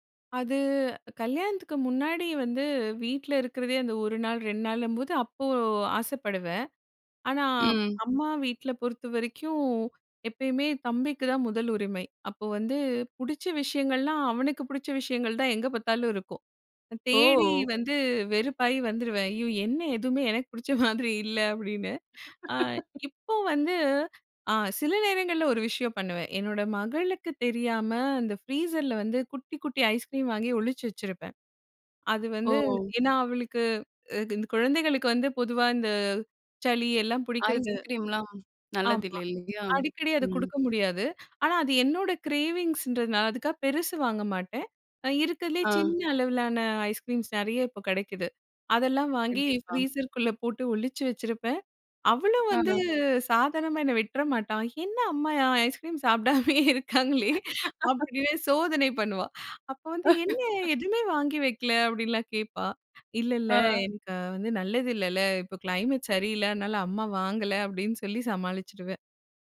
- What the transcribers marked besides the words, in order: drawn out: "ஓ!"; laughing while speaking: "எனக்கு பிடிச்ச மாதிரி இல்ல அப்படின்னு"; laugh; in English: "கிரேவிங்ஸ்ன்றதுனால"; laughing while speaking: "என்ன அம்மா அ ஐஸ்கிரீம் சாப்பிடாமயே … வைக்கல அப்படின்லாம் கேட்பா"; laugh; laugh
- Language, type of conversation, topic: Tamil, podcast, உணவுக்கான ஆசையை நீங்கள் எப்படி கட்டுப்படுத்துகிறீர்கள்?